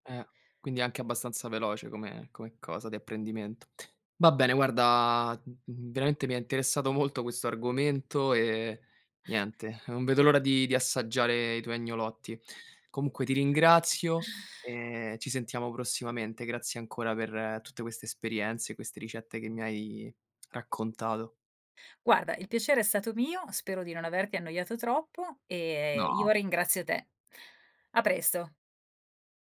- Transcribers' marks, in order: none
- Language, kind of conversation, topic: Italian, podcast, C’è una ricetta che racconta la storia della vostra famiglia?
- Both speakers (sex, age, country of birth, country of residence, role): female, 45-49, Italy, Italy, guest; male, 25-29, Italy, Italy, host